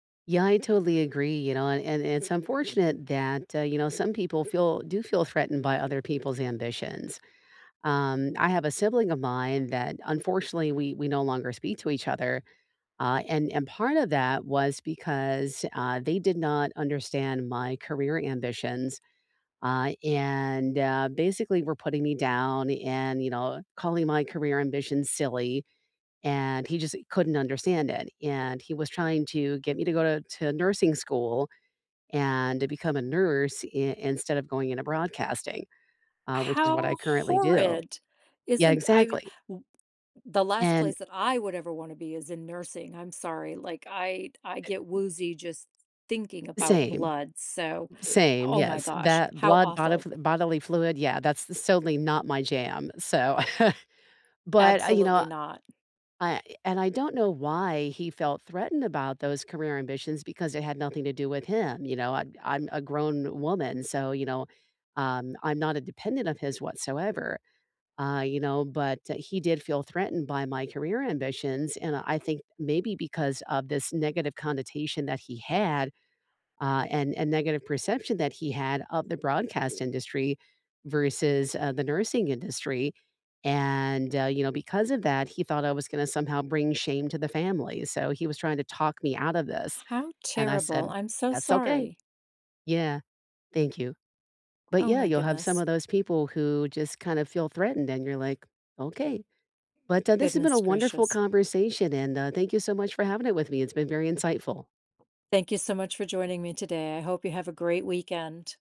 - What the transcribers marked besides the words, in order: unintelligible speech; chuckle; other background noise; tapping
- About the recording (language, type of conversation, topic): English, unstructured, Why do some people feel threatened by others’ ambitions?
- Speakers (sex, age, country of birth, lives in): female, 50-54, United States, United States; female, 60-64, United States, United States